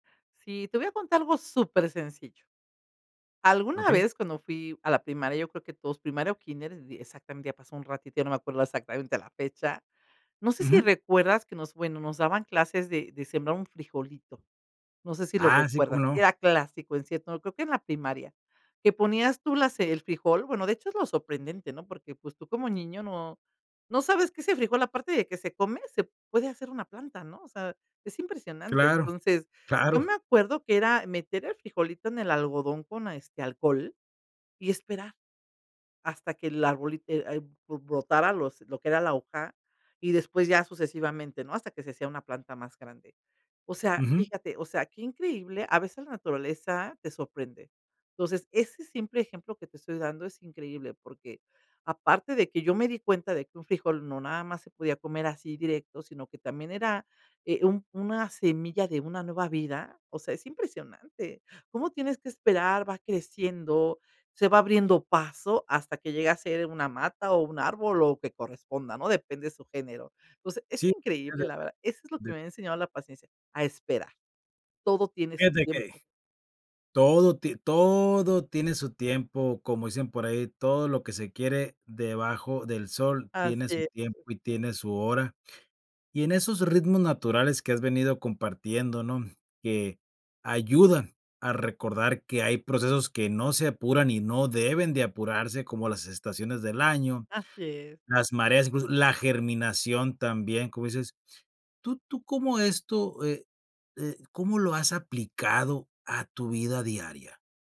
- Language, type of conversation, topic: Spanish, podcast, Oye, ¿qué te ha enseñado la naturaleza sobre la paciencia?
- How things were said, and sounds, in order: unintelligible speech